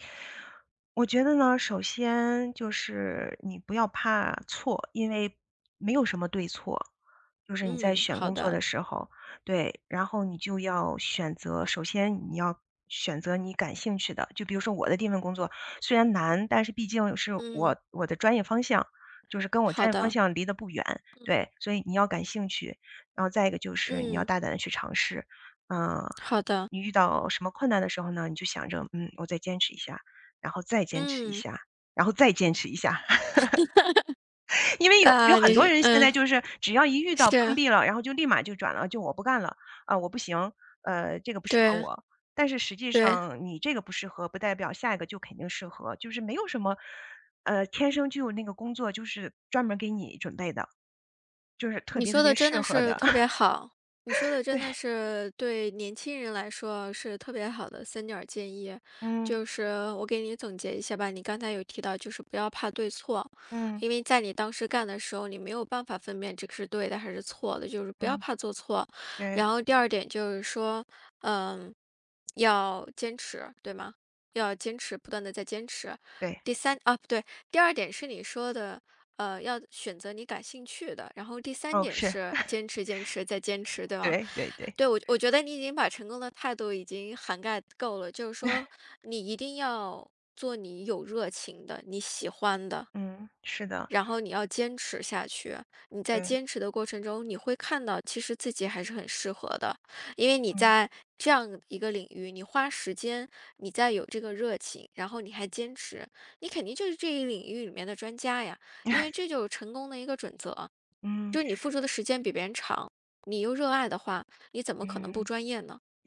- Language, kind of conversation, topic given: Chinese, podcast, 你第一份工作对你产生了哪些影响？
- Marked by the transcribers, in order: other background noise; laugh; chuckle; chuckle; chuckle; chuckle